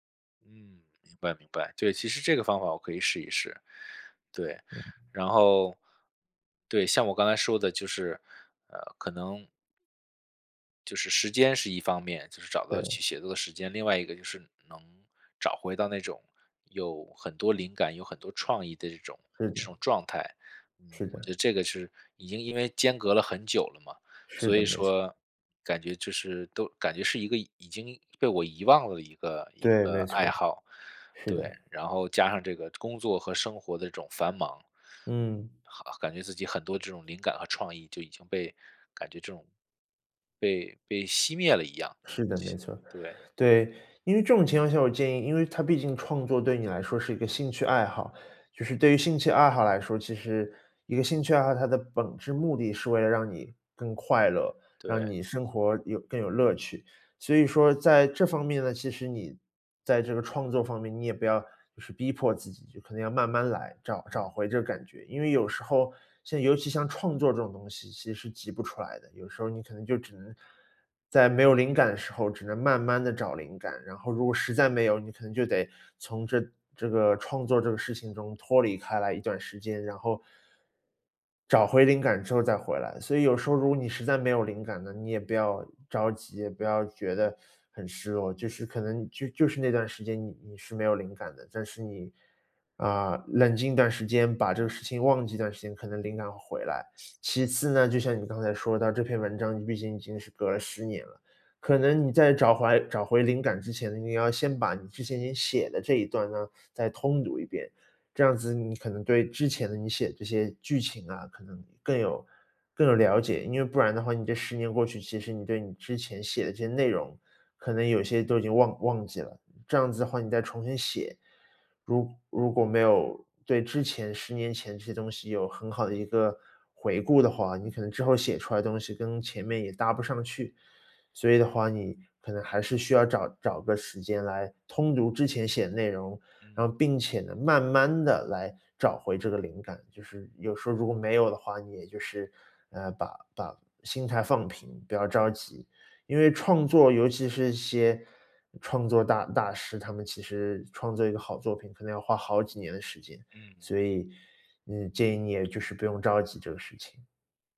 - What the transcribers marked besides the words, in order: sniff
- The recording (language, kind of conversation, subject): Chinese, advice, 如何在工作占满时间的情况下安排固定的创作时间？